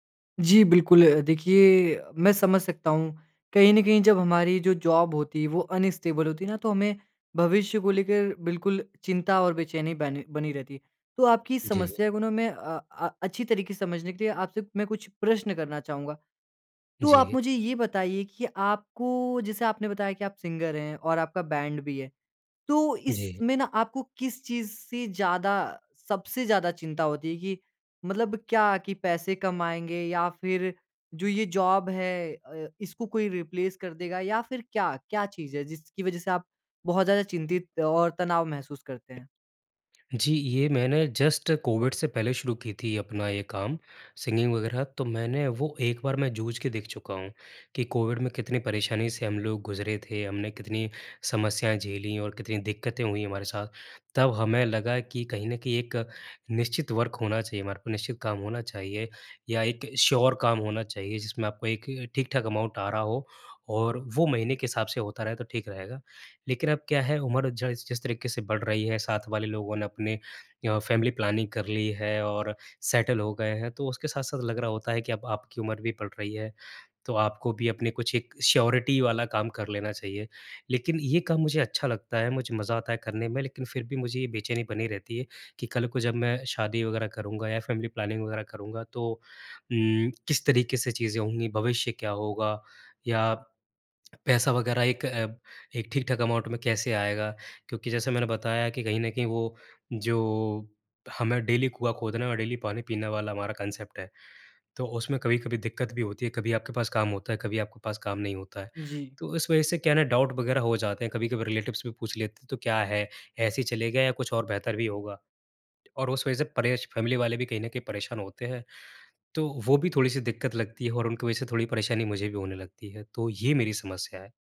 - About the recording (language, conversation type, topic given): Hindi, advice, अनिश्चित भविष्य के प्रति चिंता और बेचैनी
- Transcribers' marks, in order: in English: "जॉब"; in English: "अनस्टेबल"; in English: "सिंगर"; in English: "बैंड"; in English: "जॉब"; in English: "रिप्लेस"; in English: "जस्ट"; in English: "वर्क"; in English: "श्योर"; in English: "अमाउंट"; in English: "फैमिली प्लानिंग"; in English: "सेटल"; in English: "श्योरिटी"; in English: "फैमिली प्लानिंग"; in English: "अमाउंट"; in English: "डेली"; in English: "डेली"; in English: "कान्सेप्ट"; in English: "डाउट"; in English: "रिलेटिव्स"; in English: "फैमिली"